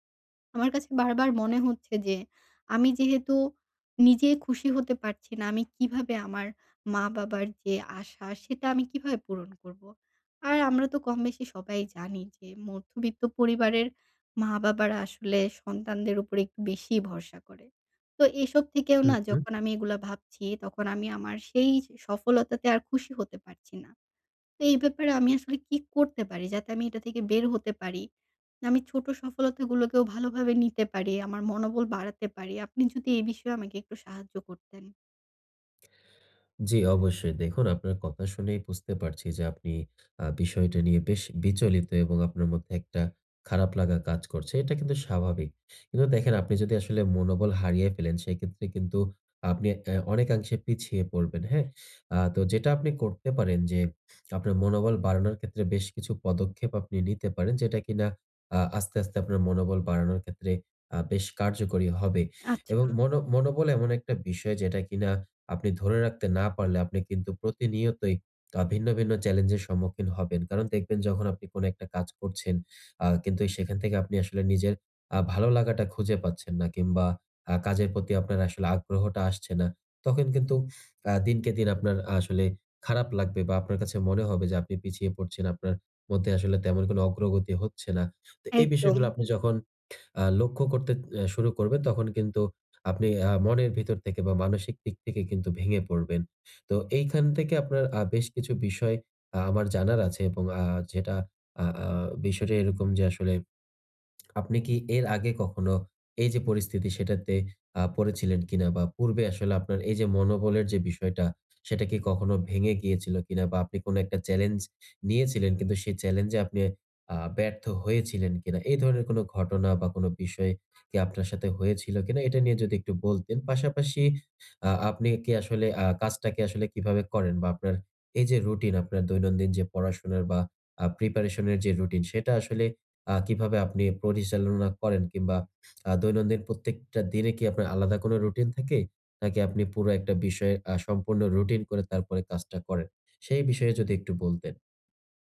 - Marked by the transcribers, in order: tapping; other background noise; swallow; in English: "challenge"; other street noise; in English: "challenge"; horn
- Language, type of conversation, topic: Bengali, advice, আমি কীভাবে ছোট সাফল্য কাজে লাগিয়ে মনোবল ফিরিয়ে আনব